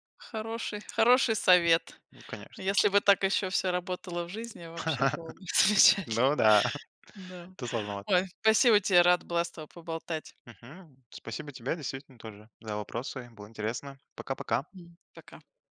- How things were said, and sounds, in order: tapping; laugh; chuckle; laughing while speaking: "замечательно"; other noise
- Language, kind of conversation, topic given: Russian, podcast, Что важнее для доверия: обещания или поступки?